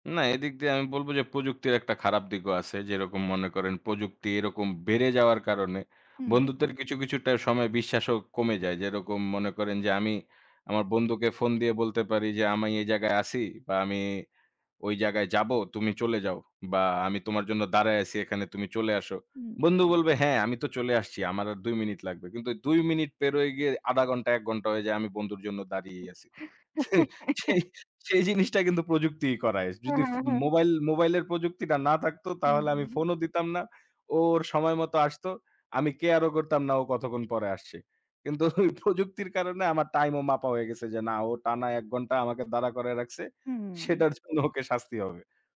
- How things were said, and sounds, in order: horn; other background noise; giggle; laughing while speaking: "সেই, সেই, সেই জিনিসটা কিন্তু … ফোনও দিতাম না"; in English: "care"; laughing while speaking: "কিন্তু ওই প্রযুক্তির কারণে"; laughing while speaking: "সেটার জন্য ওকে শাস্তি হবে"
- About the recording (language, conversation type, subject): Bengali, unstructured, বন্ধুত্বে বিশ্বাস কতটা জরুরি?